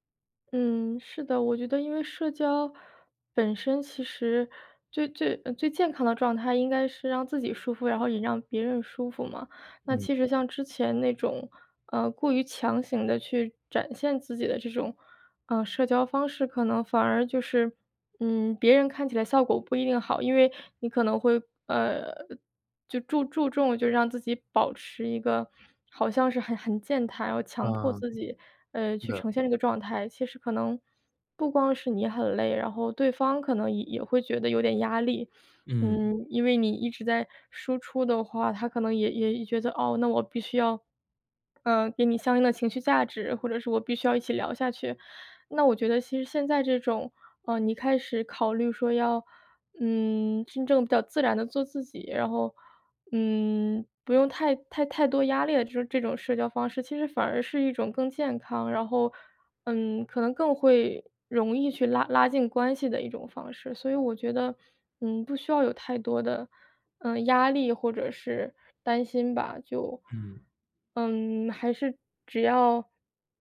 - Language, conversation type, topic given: Chinese, advice, 在聚会时觉得社交尴尬、不知道怎么自然聊天，我该怎么办？
- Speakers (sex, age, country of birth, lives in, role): female, 25-29, China, United States, advisor; male, 30-34, China, United States, user
- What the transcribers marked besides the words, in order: other background noise; tapping